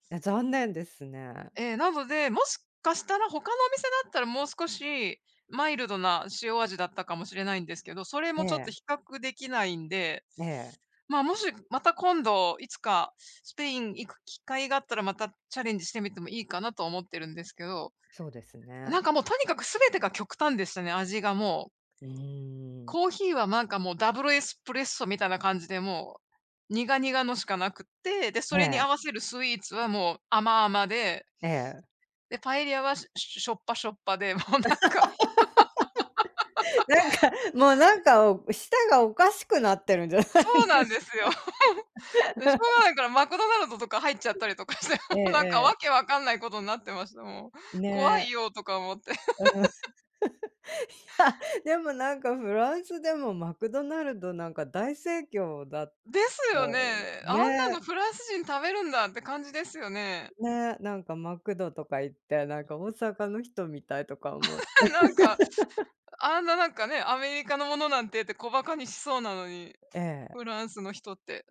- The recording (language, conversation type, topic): Japanese, unstructured, 旅先で食べ物に驚いた経験はありますか？
- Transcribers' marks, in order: tapping; other background noise; laugh; laughing while speaking: "なんか、もうなんか"; laughing while speaking: "もうなんか"; laugh; laughing while speaking: "じゃないですか？"; chuckle; laugh; laughing while speaking: "かして"; laugh; chuckle; laugh